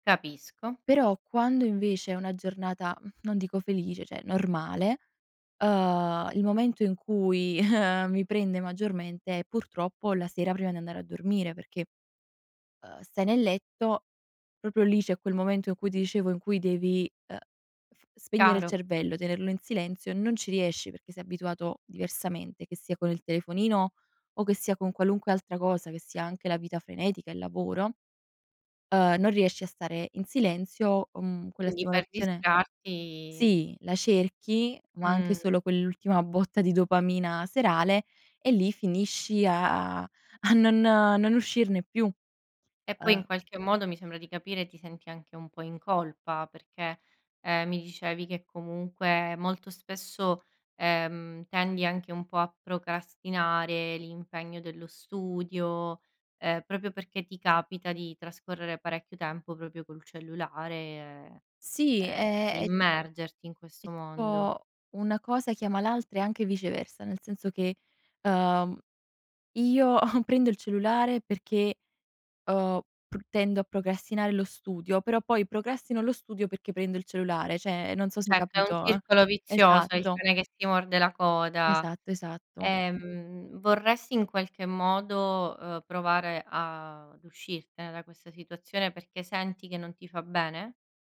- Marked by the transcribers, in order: "cioè" said as "ceh"; chuckle; "proprio" said as "propio"; laughing while speaking: "a non"; "proprio" said as "propio"; "proprio" said as "propio"; other background noise; snort; "cioè" said as "ceh"
- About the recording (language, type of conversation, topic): Italian, podcast, Cosa ti aiuta a spegnere il telefono e a staccare davvero?
- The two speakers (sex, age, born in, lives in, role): female, 20-24, Italy, Italy, guest; female, 30-34, Italy, Italy, host